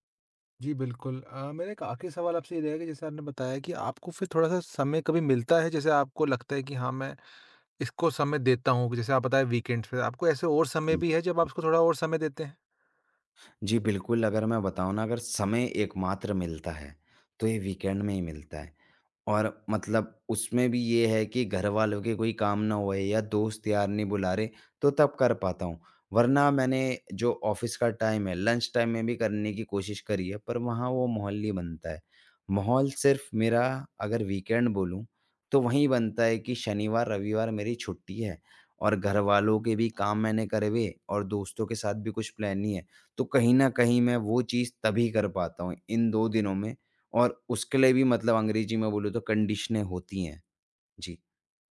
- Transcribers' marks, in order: in English: "वीकेंड्स"; in English: "वीकेंड"; in English: "ऑफ़िस"; in English: "टाइम"; in English: "लंच टाइम"; in English: "वीकेंड"; in English: "प्लान"; in English: "कंडीशनें"
- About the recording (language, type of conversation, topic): Hindi, advice, नए अवसरों के लिए मैं अधिक खुला/खुली और जिज्ञासु कैसे बन सकता/सकती हूँ?